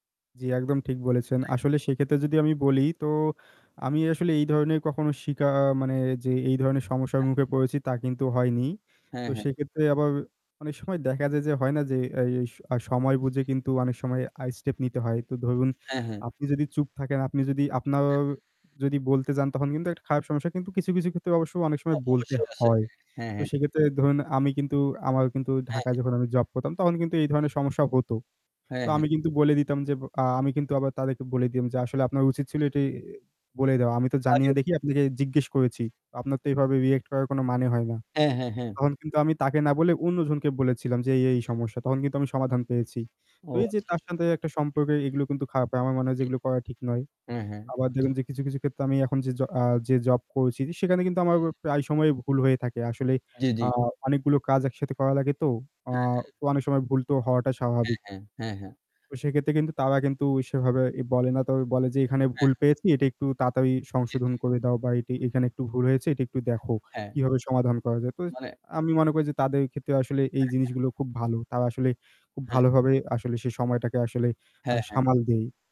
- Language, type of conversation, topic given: Bengali, unstructured, কাজে ভুল হলে দোষারোপ করা হলে আপনার কেমন লাগে?
- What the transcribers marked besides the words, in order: static; distorted speech; unintelligible speech; tapping; unintelligible speech; other background noise